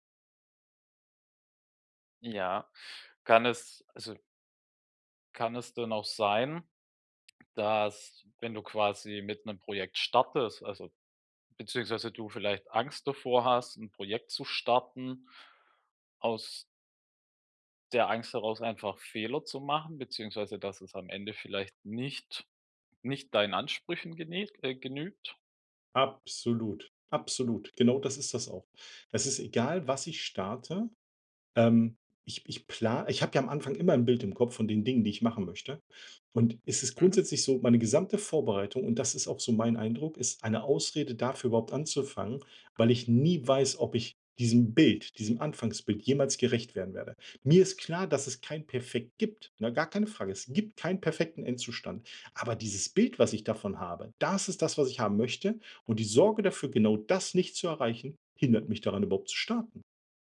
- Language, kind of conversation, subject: German, advice, Wie hindert mich mein Perfektionismus daran, mit meinem Projekt zu starten?
- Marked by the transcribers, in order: none